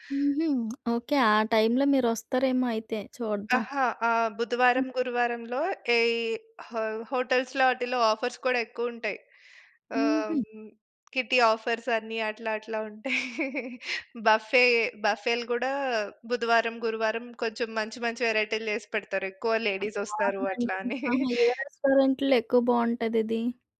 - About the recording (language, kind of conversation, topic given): Telugu, podcast, స్నేహితుల గ్రూప్ చాట్‌లో మాటలు గొడవగా మారితే మీరు ఎలా స్పందిస్తారు?
- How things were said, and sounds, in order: tapping; in English: "హొటల్స్‌లో"; in English: "ఆఫర్స్"; in English: "కిట్టీ ఆఫర్స్"; chuckle; in English: "వేరైటీలు"; in English: "లేడీస్"; in English: "ఆర్డనరీ"; in English: "రెస్టారెంట్‌లో"; chuckle